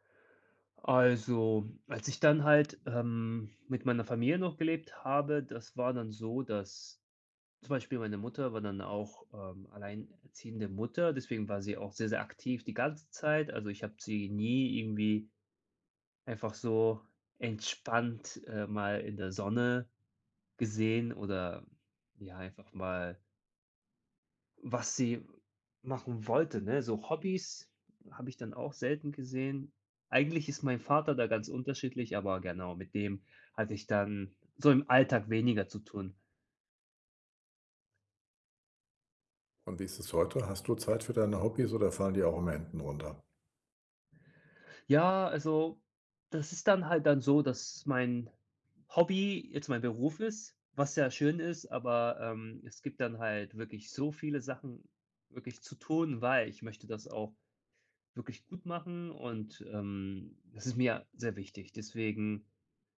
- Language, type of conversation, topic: German, advice, Wie kann ich zu Hause endlich richtig zur Ruhe kommen und entspannen?
- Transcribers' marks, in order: tapping; other background noise